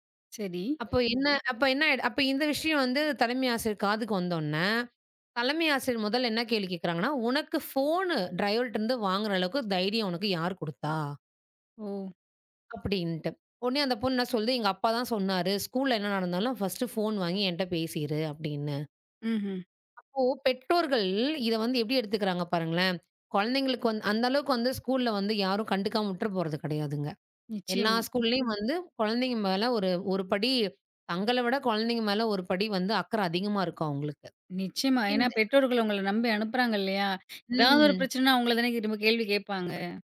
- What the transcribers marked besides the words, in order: background speech; other noise; in English: "ஃபர்ஸ்ட்டு"; drawn out: "பெற்றோர்கள்"; inhale; drawn out: "ம்"
- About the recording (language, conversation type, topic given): Tamil, podcast, மாணவர்களின் மனநலத்தைக் கவனிப்பதில் பள்ளிகளின் பங்கு என்ன?